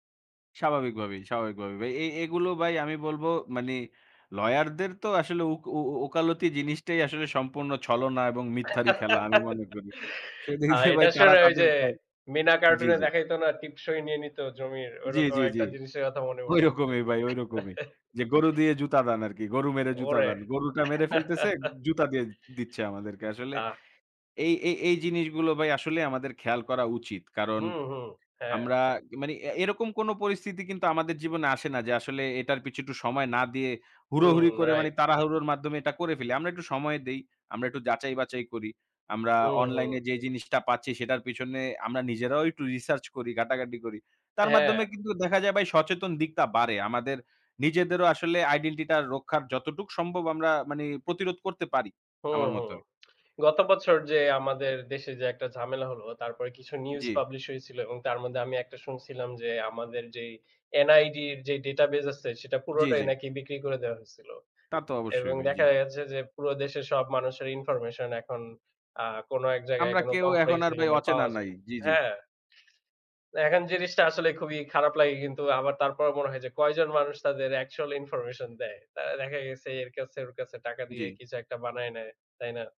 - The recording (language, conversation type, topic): Bengali, unstructured, অনলাইনে মানুষের ব্যক্তিগত তথ্য বিক্রি করা কি উচিত?
- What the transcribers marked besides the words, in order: in English: "lawyer"; giggle; scoff; laugh; other background noise; laugh; "দিকটা" said as "দিকতা"; "আইডেন্টিটিটা" said as "আইডেন্টিটা"; "মতে" said as "মতৈ"